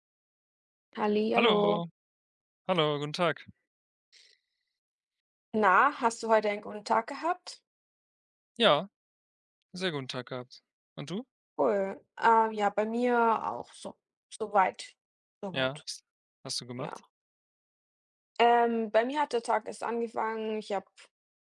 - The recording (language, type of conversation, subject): German, unstructured, Was war deine aufregendste Entdeckung auf einer Reise?
- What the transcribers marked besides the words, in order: none